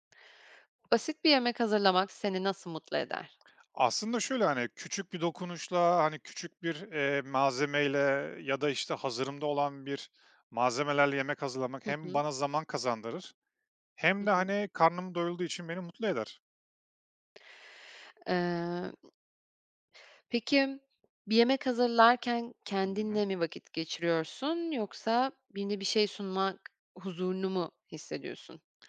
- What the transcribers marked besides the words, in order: other background noise; other noise; tapping
- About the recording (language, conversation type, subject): Turkish, podcast, Basit bir yemek hazırlamak seni nasıl mutlu eder?